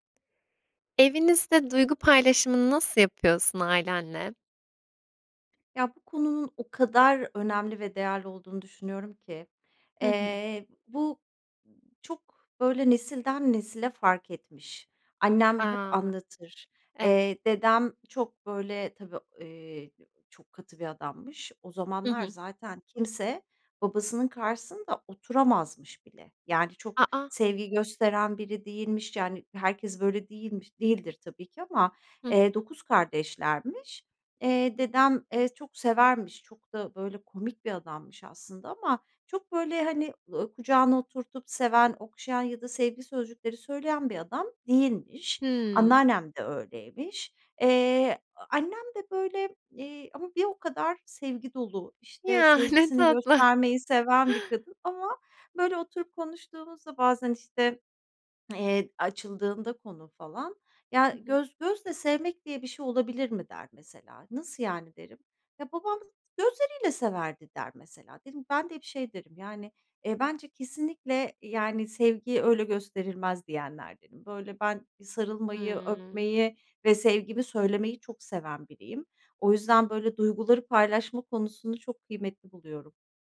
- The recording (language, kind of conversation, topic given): Turkish, podcast, Evinizde duyguları genelde nasıl paylaşırsınız?
- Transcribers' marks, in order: other background noise; other noise; tapping; laughing while speaking: "tatlı!"